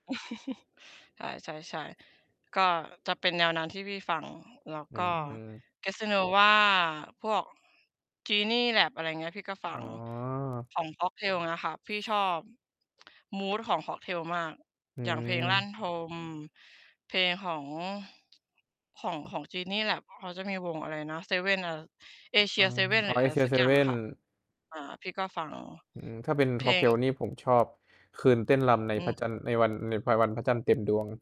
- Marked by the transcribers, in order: chuckle; mechanical hum; other background noise; distorted speech
- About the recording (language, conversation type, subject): Thai, unstructured, เคยมีเพลงไหนที่ทำให้คุณนึกถึงวัยเด็กบ้างไหม?